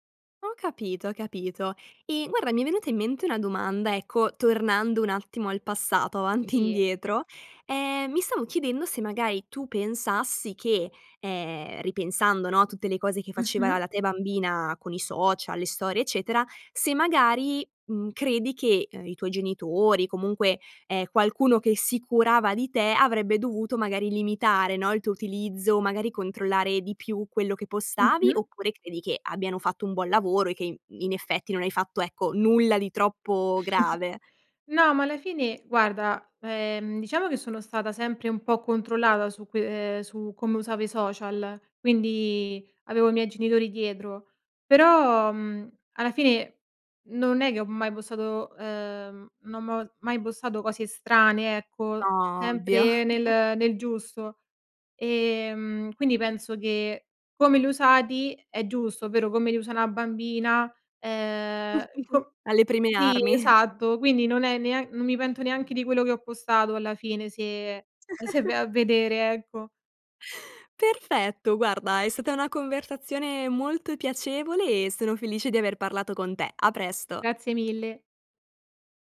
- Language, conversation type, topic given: Italian, podcast, Cosa condividi e cosa non condividi sui social?
- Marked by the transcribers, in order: laughing while speaking: "avanti"; chuckle; drawn out: "Ovvio"; chuckle; chuckle; laughing while speaking: "se"; chuckle